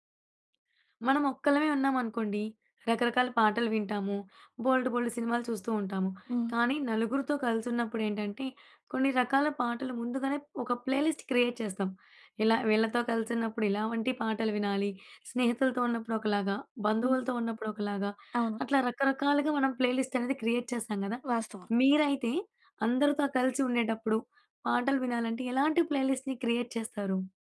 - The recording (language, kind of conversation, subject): Telugu, podcast, మీరు కలిసి పంచుకునే పాటల జాబితాను ఎలా తయారుచేస్తారు?
- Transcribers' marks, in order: in English: "ప్లేలిస్ట్ క్రియేట్"; in English: "ప్లేలిస్ట్"; in English: "క్రియేట్"; other background noise; in English: "ప్లేలిస్ట్‌ని క్రియేట్"